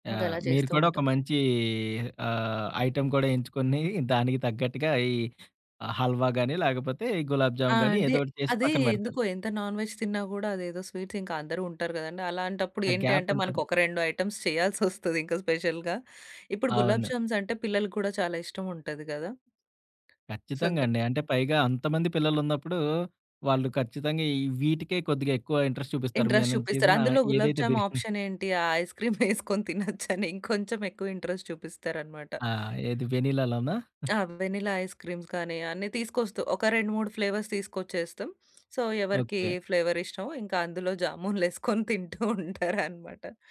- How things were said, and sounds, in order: in English: "ఐటమ్"; in English: "నాన్ వెజ్"; in English: "గ్యాప్"; in English: "ఐటెమ్స్"; in English: "స్పెషల్‌గా"; tapping; in English: "సో"; in English: "ఇంట్రెస్ట్"; in English: "ఇంట్రెస్ట్"; in English: "ఆప్షన్"; laughing while speaking: "ఆ ఐస్‌క్రీమ్ యేసుకొని తినొచ్చని ఇంకొంచెం ఎక్కువ ఇంట్రెస్ట్"; in English: "ఐస్‌క్రీమ్"; in English: "ఇంట్రెస్ట్"; in English: "వెనిలాలోనా?"; in English: "వెనిలా ఐస్ క్రీమ్స్"; in English: "ఫ్లేవర్స్"; in English: "సో"; in English: "ఫ్లేవర్"; laughing while speaking: "జామూన్ లేసుకొని తింటూ ఉంటారనమాట"
- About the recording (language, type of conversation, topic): Telugu, podcast, పండుగల కోసం పెద్దగా వంట చేస్తే ఇంట్లో పనులను ఎలా పంచుకుంటారు?